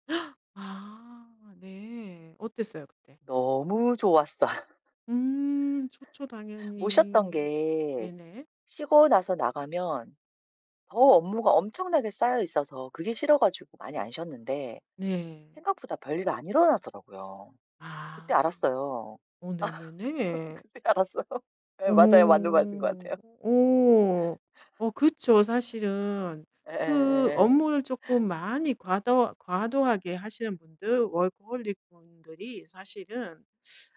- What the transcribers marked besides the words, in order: gasp; laughing while speaking: "좋았어"; other background noise; laugh; laughing while speaking: "그때 알았어요"; laugh; put-on voice: "워커홀릭"
- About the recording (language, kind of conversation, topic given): Korean, advice, 사람들 앞에서 긴장하거나 불안할 때 어떻게 대처하면 도움이 될까요?